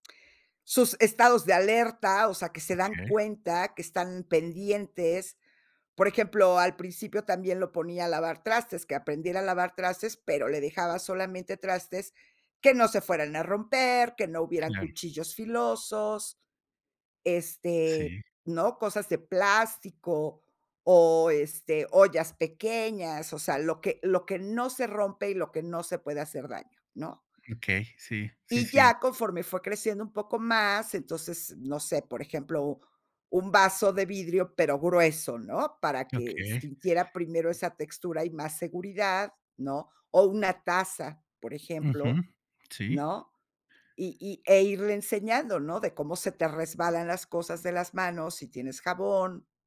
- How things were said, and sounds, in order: tapping; other background noise
- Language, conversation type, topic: Spanish, podcast, ¿Cómo involucras a los niños en la cocina para que cocinar sea un acto de cuidado?